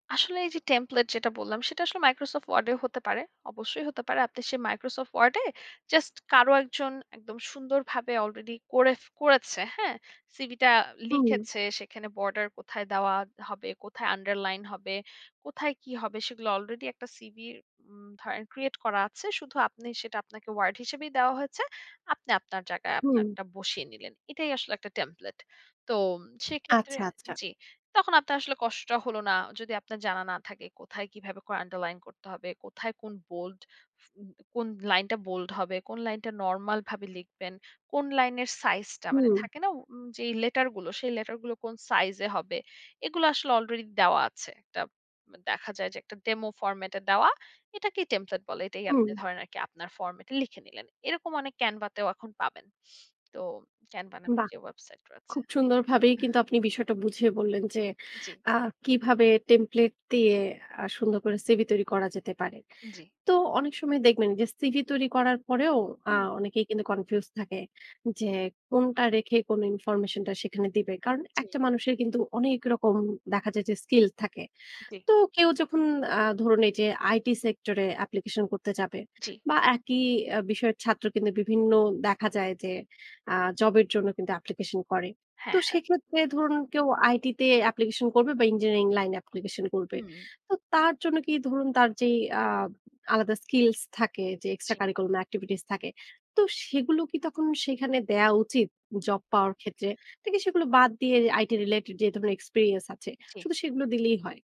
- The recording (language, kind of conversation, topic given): Bengali, podcast, সিভি লেখার সময় সবচেয়ে বেশি কোন বিষয়টিতে নজর দেওয়া উচিত?
- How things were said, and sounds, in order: in English: "template"; in English: "create"; in English: "template"; in English: "bold"; in English: "bold"; in English: "demo format"; in English: "template"; throat clearing; in English: "template"; in English: "confuse"; in English: "information"; in English: "IT sector"; in English: "application"; in English: "application"; in English: "application"; in English: "application"; in English: "extra curriculum activities"; in English: "IT related"; in English: "experience"